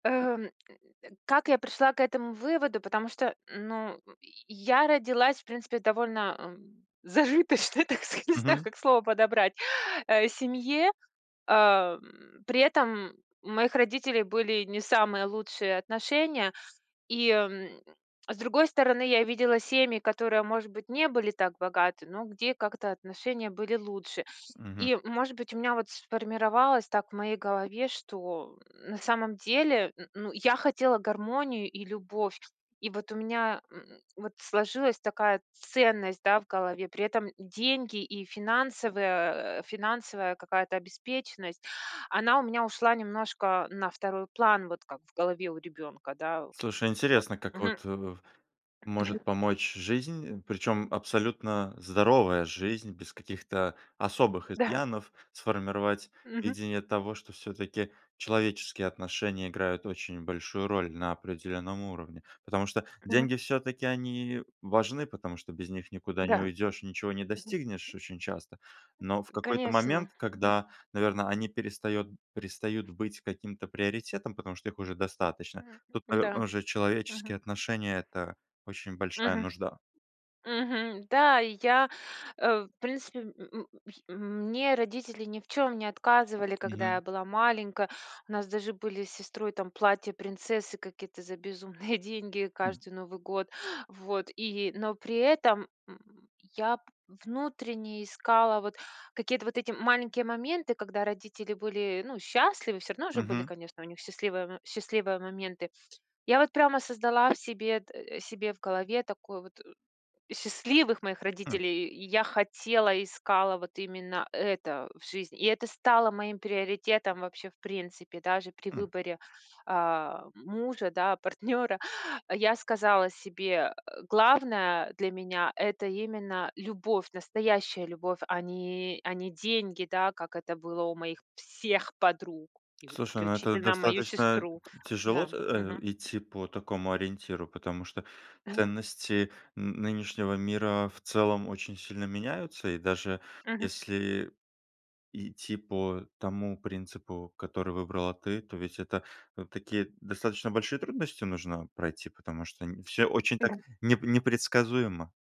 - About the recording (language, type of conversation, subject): Russian, podcast, Как вы решаете, чему отдавать приоритет в жизни?
- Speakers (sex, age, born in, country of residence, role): female, 40-44, Russia, France, guest; male, 30-34, Belarus, Poland, host
- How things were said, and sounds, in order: grunt; grunt; laughing while speaking: "зажиточной, так сказа"; inhale; lip smack; grunt; tapping; other background noise; other noise; grunt; laughing while speaking: "безумные"; grunt; stressed: "счастливых"; stressed: "всех"